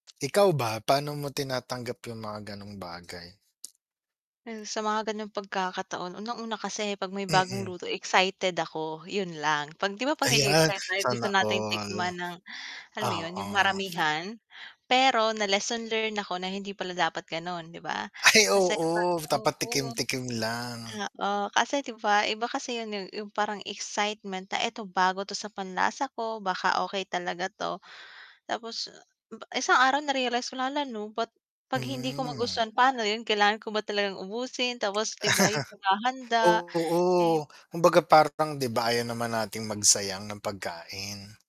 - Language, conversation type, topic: Filipino, unstructured, Paano mo tinatanggap ang mga bagong luto na may kakaibang lasa?
- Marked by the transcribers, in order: tapping; static; laugh; distorted speech